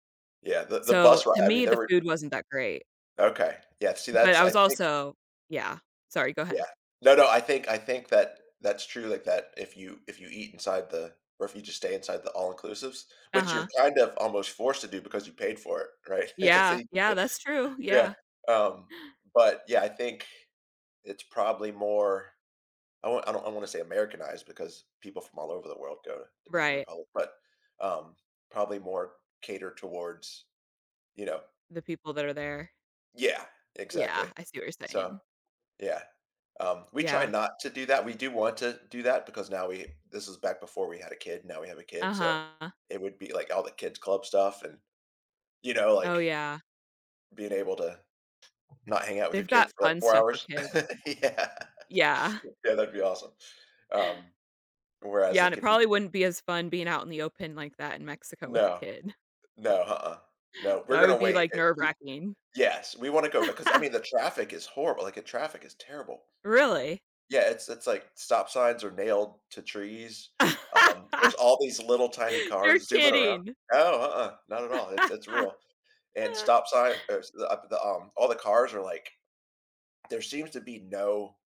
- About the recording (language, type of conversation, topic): English, unstructured, What is your favorite memory from traveling to a new place?
- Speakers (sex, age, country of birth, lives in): female, 35-39, United States, United States; male, 45-49, United States, United States
- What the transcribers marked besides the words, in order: tapping; chuckle; other background noise; chuckle; laughing while speaking: "Yeah"; laugh; laugh; laugh